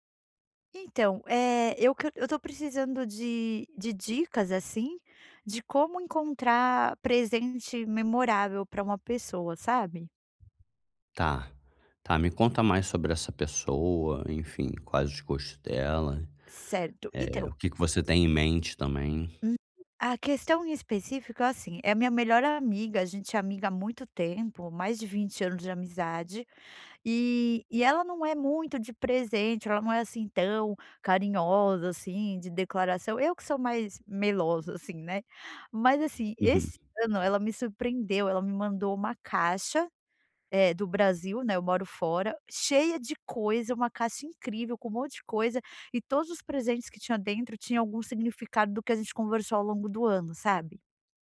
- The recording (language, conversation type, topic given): Portuguese, advice, Como posso encontrar um presente que seja realmente memorável?
- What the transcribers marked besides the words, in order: none